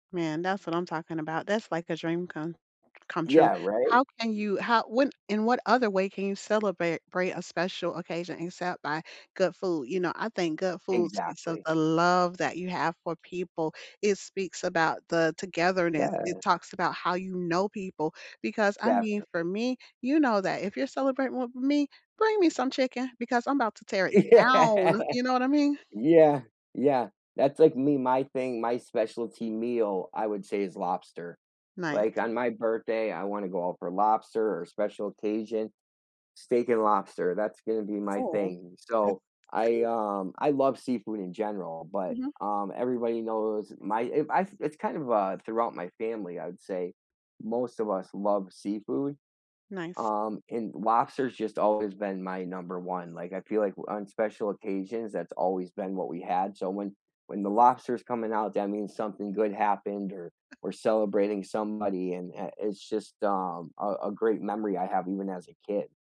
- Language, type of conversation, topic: English, unstructured, How do you like to celebrate special occasions with food?
- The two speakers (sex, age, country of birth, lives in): female, 45-49, United States, United States; male, 40-44, United States, United States
- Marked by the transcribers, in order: other background noise; laughing while speaking: "Yeah"; tapping